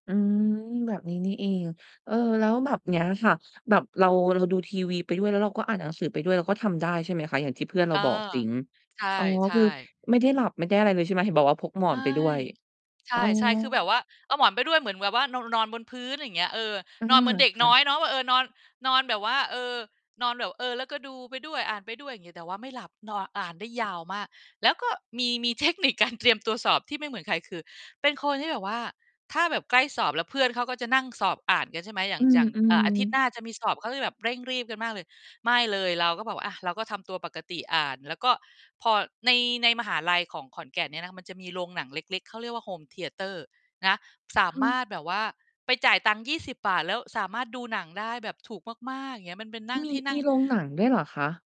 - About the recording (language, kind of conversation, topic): Thai, podcast, คุณเตรียมตัวสอบสำคัญอย่างไรจึงจะไม่เครียด?
- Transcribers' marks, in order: other background noise; distorted speech; laughing while speaking: "เทคนิคการเตรียมตัวสอบ"; in English: "Home Theater"